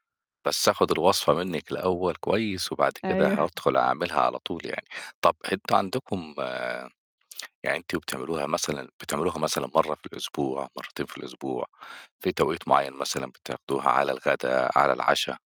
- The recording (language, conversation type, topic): Arabic, podcast, إيه هي وصفتكم العائلية المفضلة؟
- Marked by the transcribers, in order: none